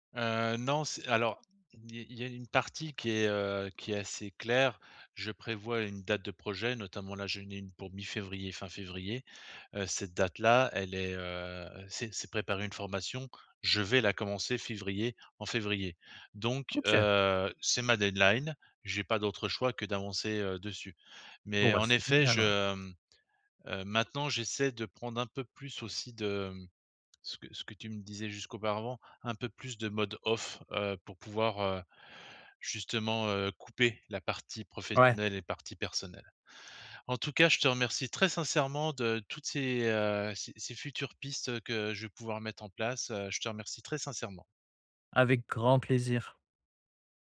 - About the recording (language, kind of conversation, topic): French, advice, Comment mieux organiser mes projets en cours ?
- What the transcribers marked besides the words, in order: other background noise; stressed: "grand"